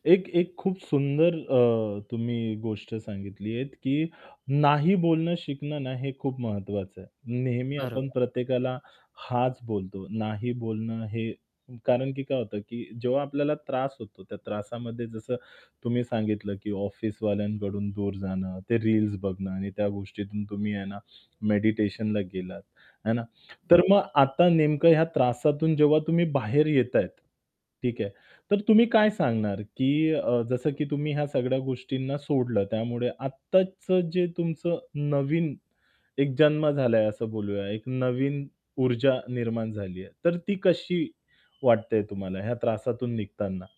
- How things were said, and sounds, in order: static; distorted speech; other background noise; horn
- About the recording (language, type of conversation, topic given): Marathi, podcast, कधी तुम्ही तुमच्या अंतर्मनाला दुर्लक्षित केल्यामुळे त्रास झाला आहे का?